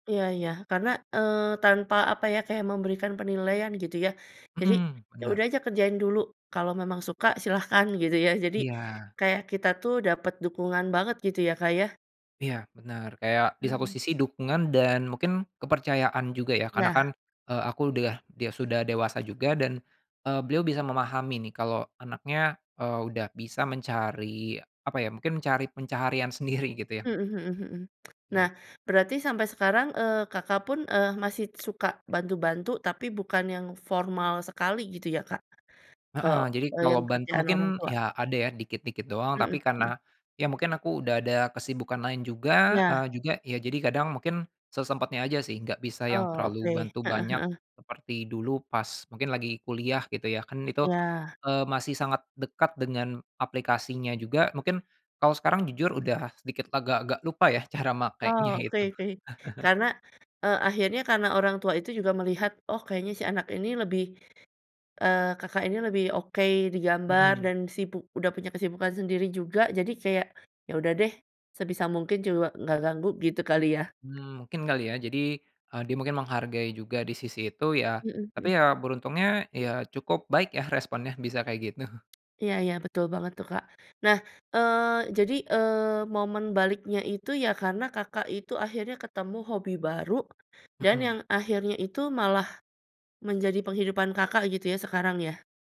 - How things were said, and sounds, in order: other background noise; chuckle; tapping; laughing while speaking: "gitu"
- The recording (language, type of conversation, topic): Indonesian, podcast, Ceritakan kegagalan yang justru menjadi titik balik dalam hidupmu?